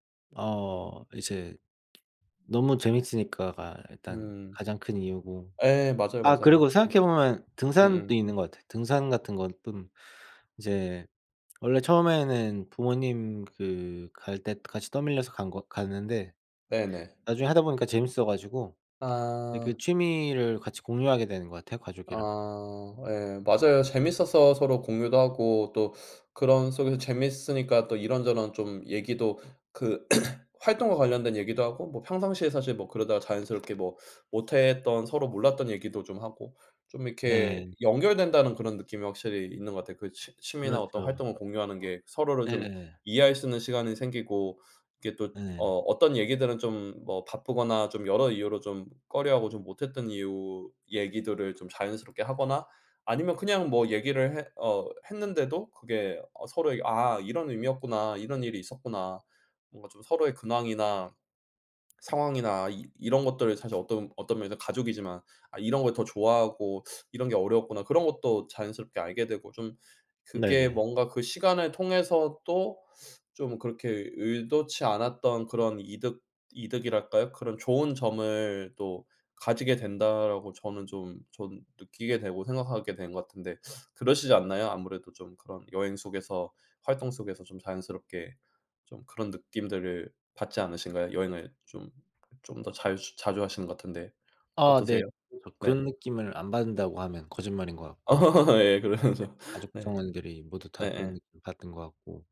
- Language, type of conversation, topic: Korean, unstructured, 가족과 시간을 보내는 가장 좋은 방법은 무엇인가요?
- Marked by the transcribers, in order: other background noise; throat clearing; tapping; laugh; laughing while speaking: "예 그래야죠"